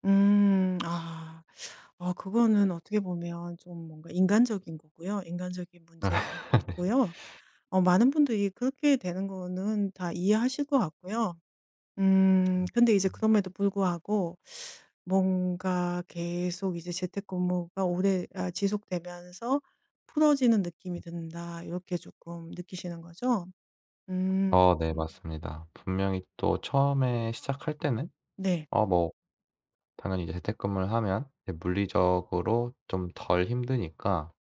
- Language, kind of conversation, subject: Korean, advice, 재택근무로 전환한 뒤 업무 시간과 개인 시간의 경계를 어떻게 조정하고 계신가요?
- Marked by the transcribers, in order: laugh; laughing while speaking: "네"; other background noise